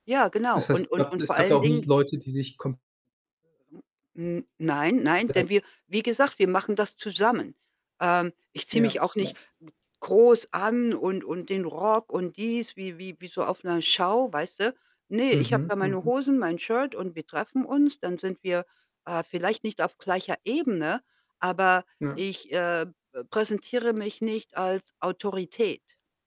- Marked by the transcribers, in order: unintelligible speech; throat clearing; unintelligible speech; static
- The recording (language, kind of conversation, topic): German, unstructured, Was ist für dich der größte Stressfaktor in der Schule?